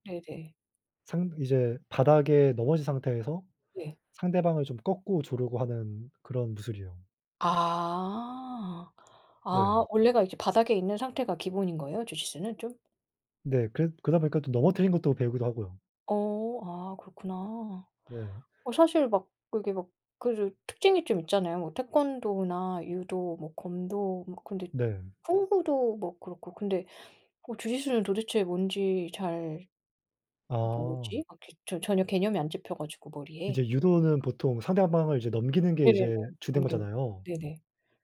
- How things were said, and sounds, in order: tapping; other background noise
- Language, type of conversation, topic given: Korean, unstructured, 취미를 하다가 가장 놀랐던 순간은 언제였나요?